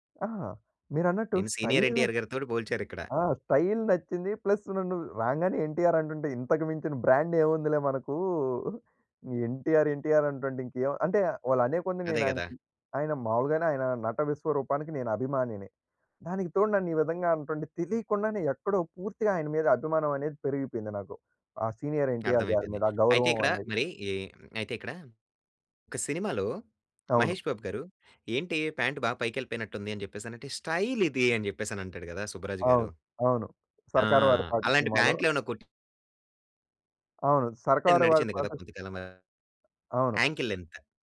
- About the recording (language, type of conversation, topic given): Telugu, podcast, సినిమాలు, టీవీ కార్యక్రమాలు ప్రజల ఫ్యాషన్‌పై ఎంతవరకు ప్రభావం చూపుతున్నాయి?
- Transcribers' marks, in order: in English: "స్టైల్"; in English: "సీనియర్"; in English: "స్టైల్"; in English: "ప్లస్"; in English: "బ్రాండ్"; in English: "సీనియర్"; tapping; in English: "యాంకల్ లెంన్త్"